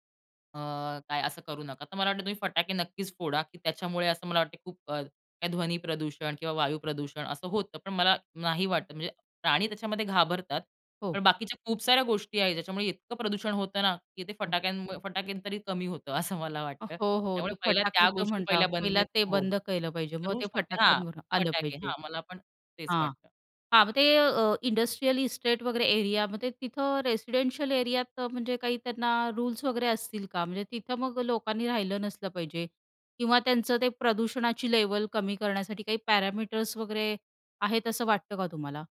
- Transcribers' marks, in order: other background noise; laughing while speaking: "असं"; in English: "इंडस्ट्रियल इस्टेट"; in English: "रेसिडेन्शियल एरियात"; in English: "पॅरामीटर्स"
- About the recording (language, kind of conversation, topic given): Marathi, podcast, निसर्ग जपण्यासाठी आपण काय करू शकतो?